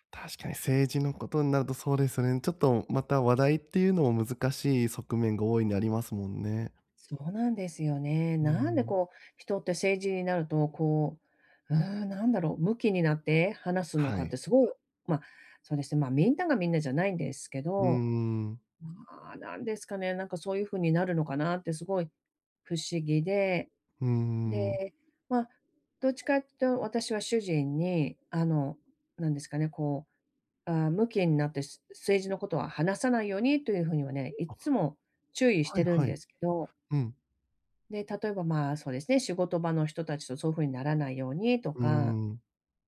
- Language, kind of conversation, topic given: Japanese, advice, 意見が食い違うとき、どうすれば平和的に解決できますか？
- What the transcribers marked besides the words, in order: tapping